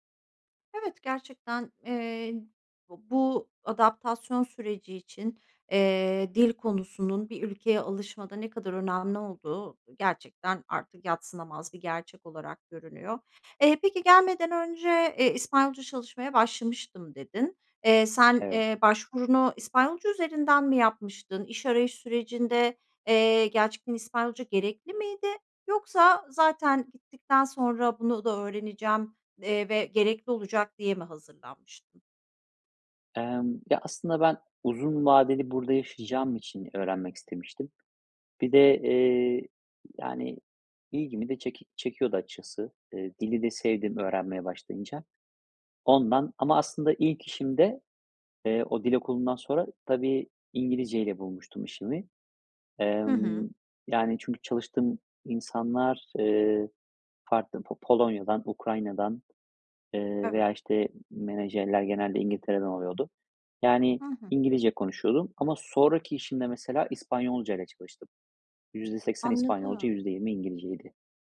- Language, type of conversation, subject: Turkish, podcast, İki dili bir arada kullanmak sana ne kazandırdı, sence?
- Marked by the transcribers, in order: tapping